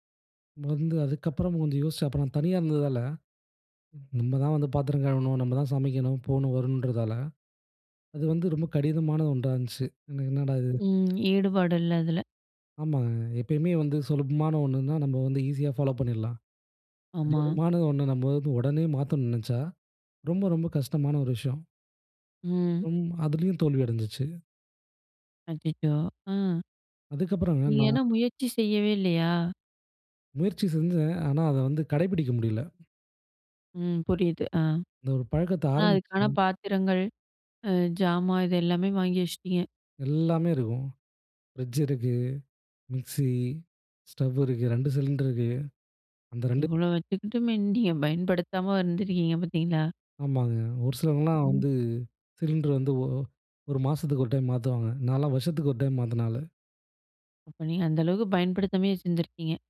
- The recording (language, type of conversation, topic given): Tamil, podcast, ஒரு பழக்கத்தை உடனே மாற்றலாமா, அல்லது படிப்படியாக மாற்றுவது நல்லதா?
- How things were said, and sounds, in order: in English: "ஃபாலோ"; in another language: "ஃப்ரிட்ஜ்"; in another language: "மிக்ஸி, ஸ்டவ்வு"; in another language: "சிலிண்டர்"; unintelligible speech; "பார்த்தீங்களா" said as "பாத்தீங்களா"